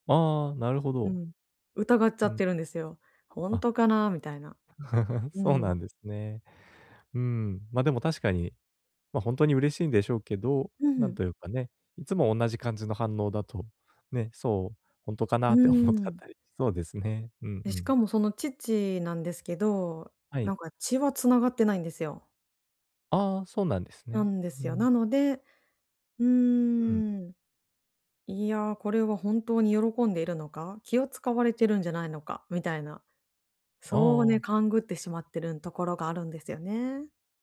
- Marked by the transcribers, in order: chuckle; other noise
- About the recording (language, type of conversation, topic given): Japanese, advice, 相手にぴったりのプレゼントはどう選べばいいですか？